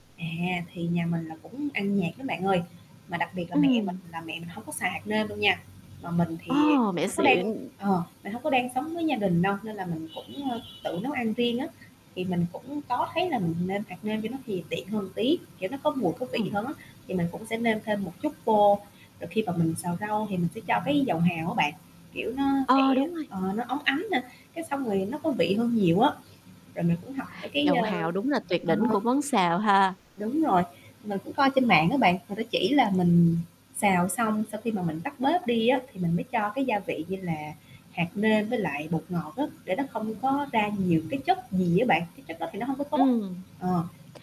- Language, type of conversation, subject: Vietnamese, podcast, Bạn có mẹo nào để ăn uống lành mạnh mà vẫn dễ áp dụng hằng ngày không?
- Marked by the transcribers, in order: static; other street noise; tapping; horn; other background noise